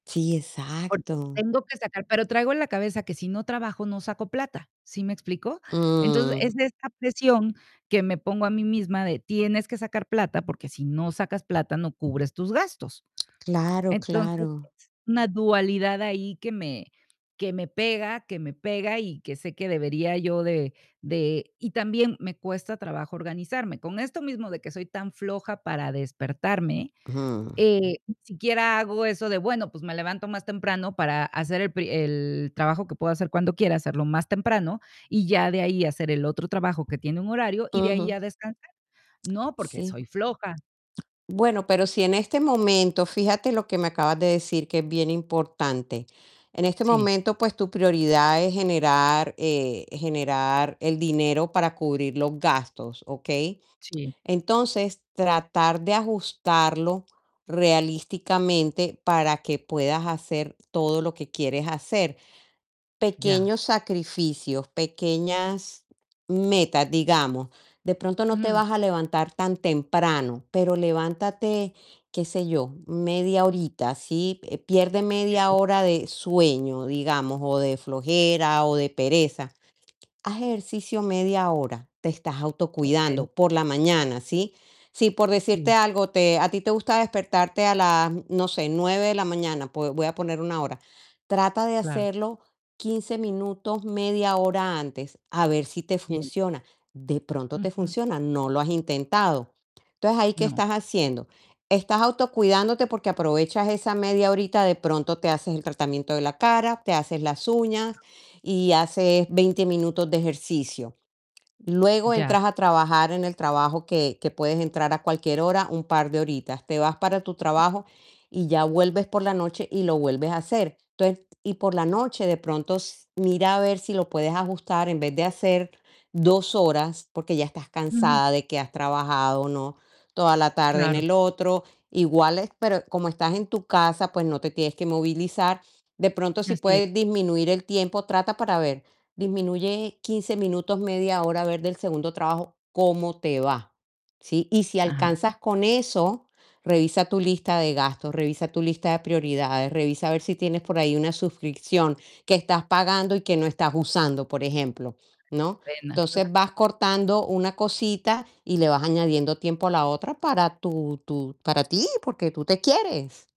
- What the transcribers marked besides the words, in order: distorted speech; static; tapping; other noise; lip smack; unintelligible speech; other background noise
- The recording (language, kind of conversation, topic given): Spanish, advice, ¿Por qué no encuentras tiempo para el autocuidado ni para descansar?